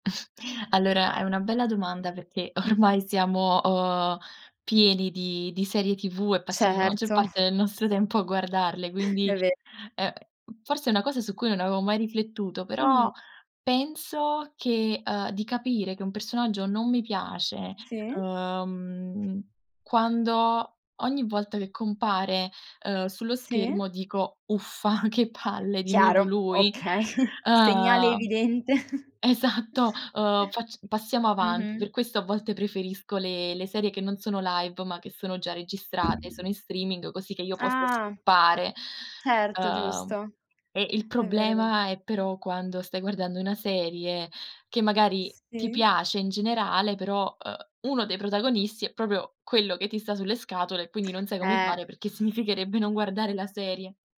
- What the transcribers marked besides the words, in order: chuckle; laughing while speaking: "ormai"; chuckle; other background noise; chuckle; chuckle; chuckle; tapping; in English: "skippare"
- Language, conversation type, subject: Italian, podcast, Che cosa ti fa amare o odiare un personaggio in una serie televisiva?